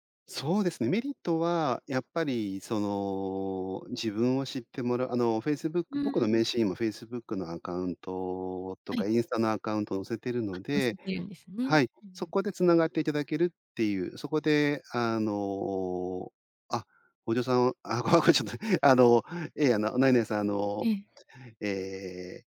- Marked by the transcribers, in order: none
- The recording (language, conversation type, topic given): Japanese, podcast, SNSで自分のスタイルを見せるのはどう思いますか？